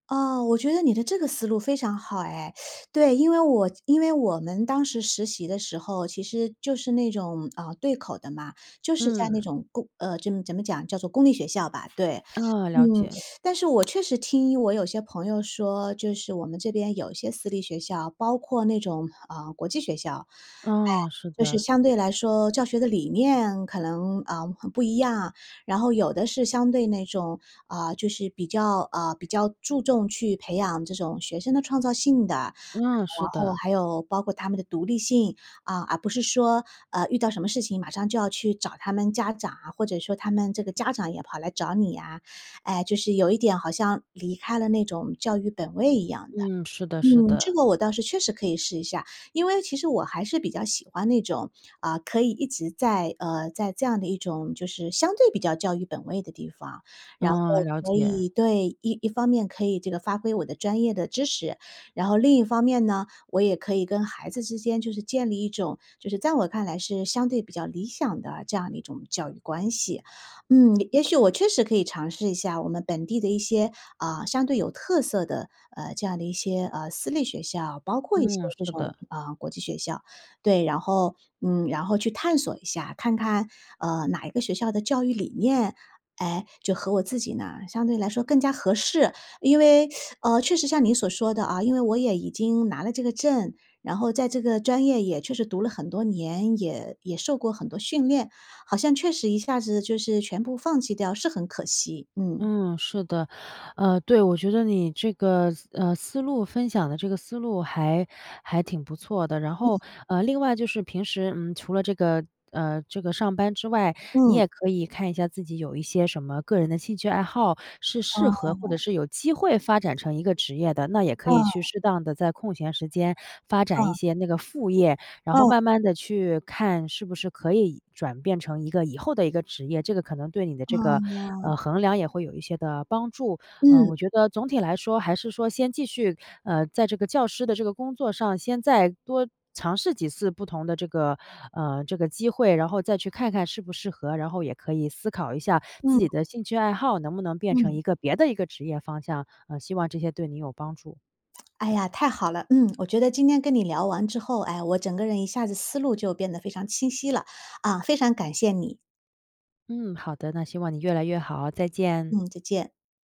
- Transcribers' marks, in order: teeth sucking; teeth sucking; other background noise; teeth sucking
- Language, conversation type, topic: Chinese, advice, 我长期对自己的职业方向感到迷茫，该怎么办？